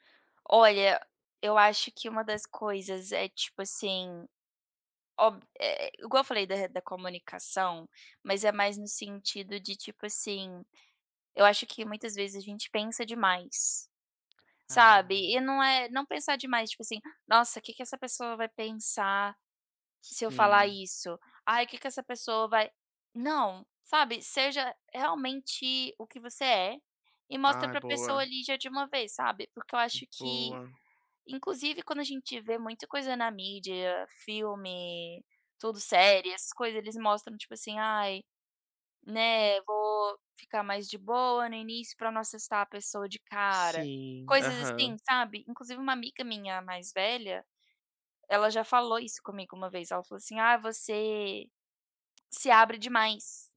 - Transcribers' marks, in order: tapping
- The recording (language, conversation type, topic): Portuguese, unstructured, O que você acha que é essencial para um relacionamento saudável?